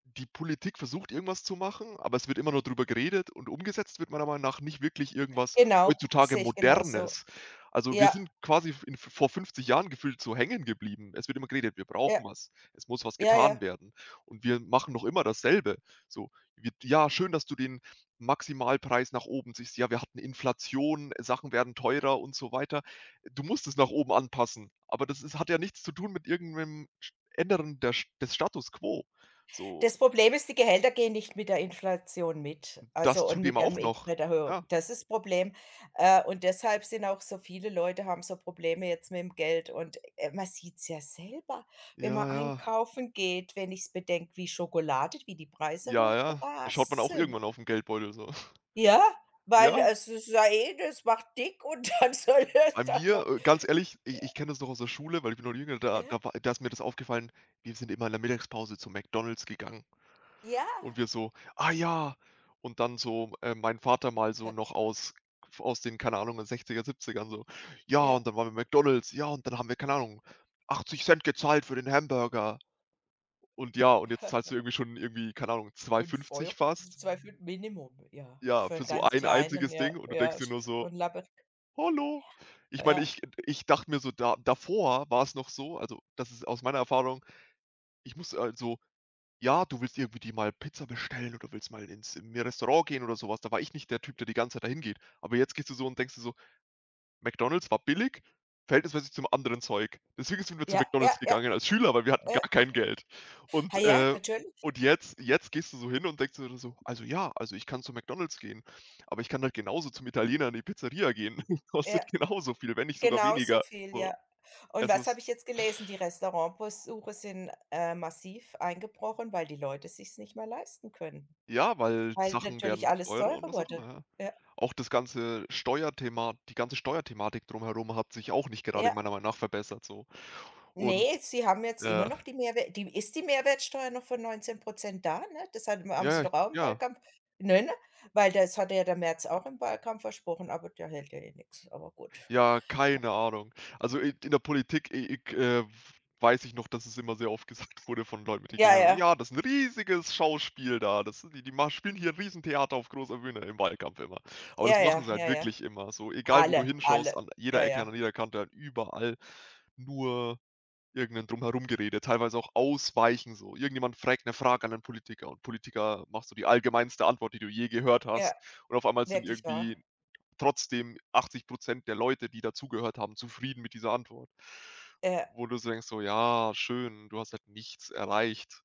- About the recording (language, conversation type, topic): German, unstructured, Was hältst du von den steigenden Mieten in Großstädten?
- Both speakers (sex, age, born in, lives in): female, 55-59, Germany, Germany; male, 20-24, Germany, Germany
- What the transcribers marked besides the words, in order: other background noise; snort; laughing while speaking: "dann soll es da noch"; chuckle; chuckle; tapping; put-on voice: "Hallo?"; laughing while speaking: "gehen. Kostet genauso viel"; unintelligible speech; unintelligible speech; laughing while speaking: "gesagt"; unintelligible speech; "fragt" said as "frägt"